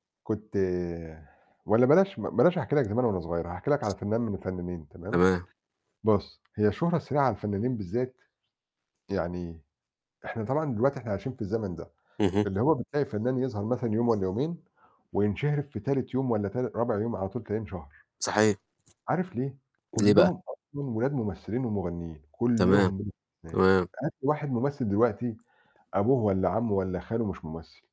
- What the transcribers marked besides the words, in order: tapping; other background noise
- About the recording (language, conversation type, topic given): Arabic, unstructured, هل الشهرة السريعة بتأثر على الفنانين بشكل سلبي؟